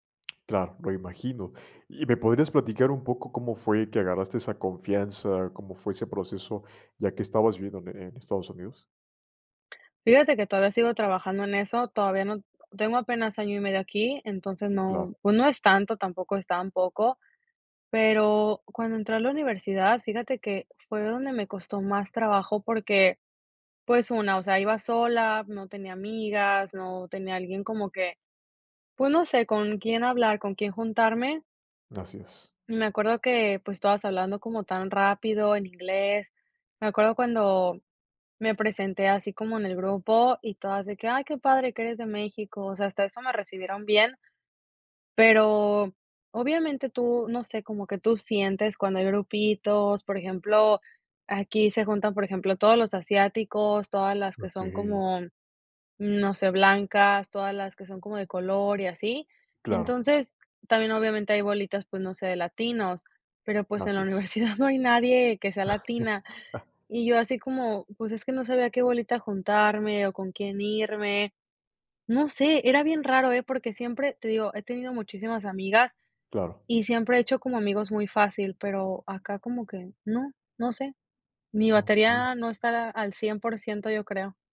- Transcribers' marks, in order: other background noise; laughing while speaking: "no hay nadie que sea latina"; laugh
- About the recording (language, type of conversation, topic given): Spanish, podcast, ¿Cómo rompes el hielo con desconocidos que podrían convertirse en amigos?